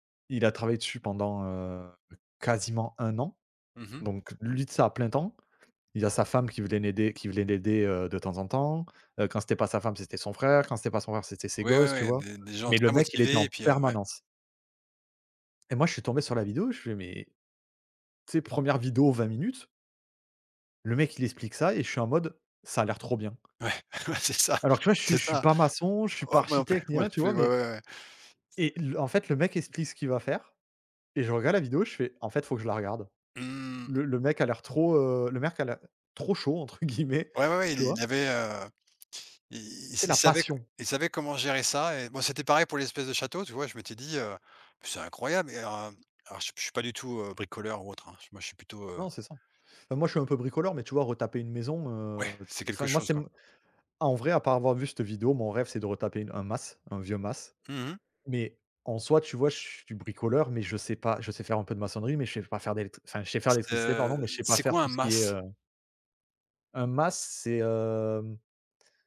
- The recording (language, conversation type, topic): French, unstructured, Comment partages-tu tes passions avec les autres ?
- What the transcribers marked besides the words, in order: laughing while speaking: "ouais c'est ça"; laughing while speaking: "plus, moi"; "mec" said as "merc"